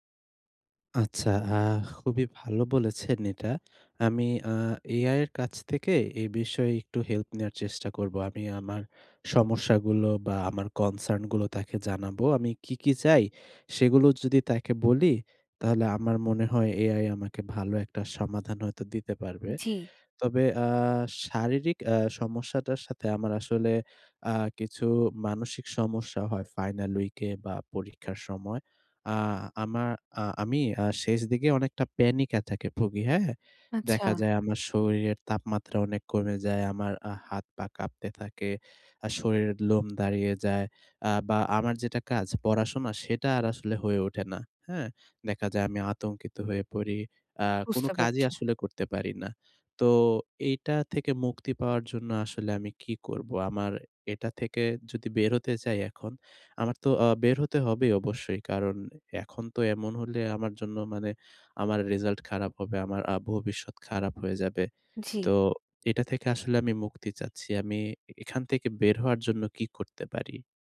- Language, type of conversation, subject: Bengali, advice, সপ্তাহান্তে ভ্রমণ বা ব্যস্ততা থাকলেও টেকসইভাবে নিজের যত্নের রুটিন কীভাবে বজায় রাখা যায়?
- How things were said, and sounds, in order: horn; in English: "কনসার্ন"; in English: "ফাইনাল উইক"